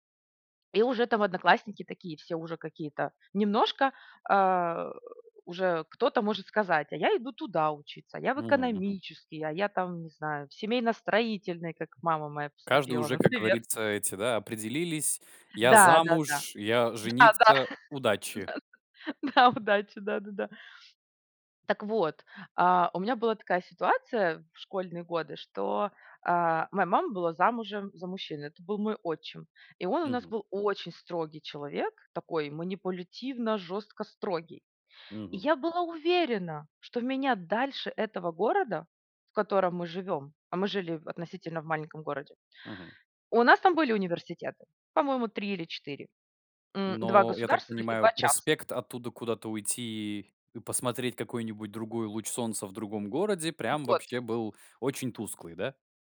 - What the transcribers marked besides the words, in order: tapping; chuckle; laughing while speaking: "Да да, удачи"; stressed: "очень"; stressed: "уверена"; stressed: "проспект"
- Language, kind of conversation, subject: Russian, podcast, Когда ты впервые понял, что работа — часть твоей личности?